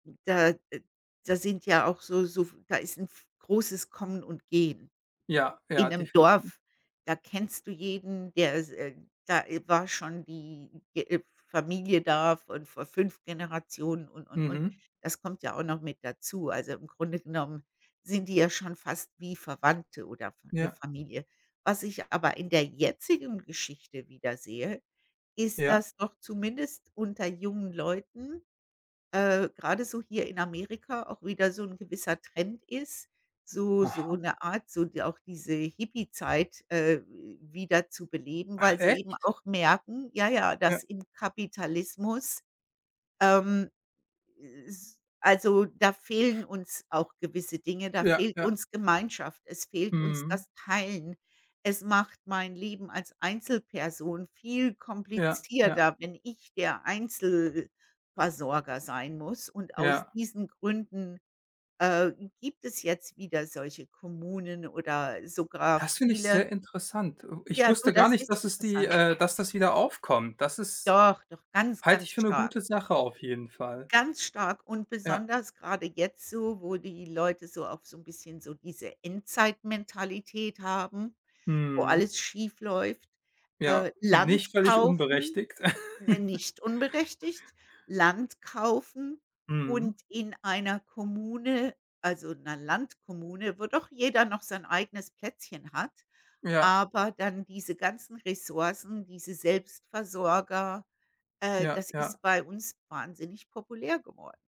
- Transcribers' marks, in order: other background noise; giggle
- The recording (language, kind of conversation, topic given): German, unstructured, Wie kann uns die Geschichte dabei helfen, besser zusammenzuleben?
- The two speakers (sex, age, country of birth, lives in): female, 55-59, Germany, United States; male, 25-29, Germany, Germany